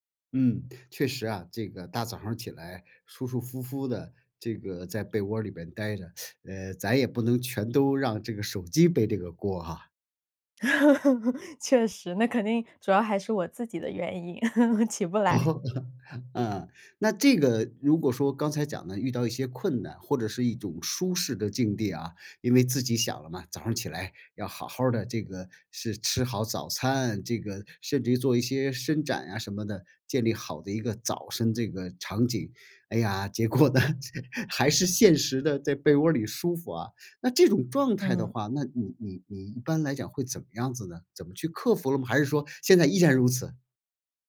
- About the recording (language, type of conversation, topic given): Chinese, podcast, 你在拖延时通常会怎么处理？
- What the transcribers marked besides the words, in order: teeth sucking; laugh; laugh; laughing while speaking: "起不来"; laughing while speaking: "哦"; "早上" said as "早伸"; laughing while speaking: "结果呢，还是现实的，在被窝儿里舒服啊"; other background noise